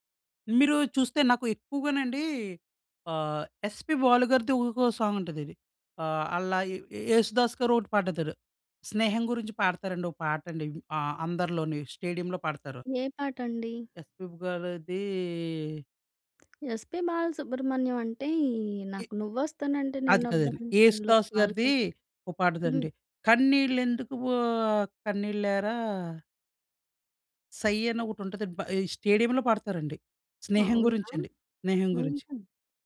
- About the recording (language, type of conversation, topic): Telugu, podcast, ఏ పాట వినగానే నీకు కన్నీళ్లు వస్తాయి?
- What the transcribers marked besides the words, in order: tapping; singing: "కన్నీళ్ళెందుకు ఓహ్! కన్నీళ్ళేరా"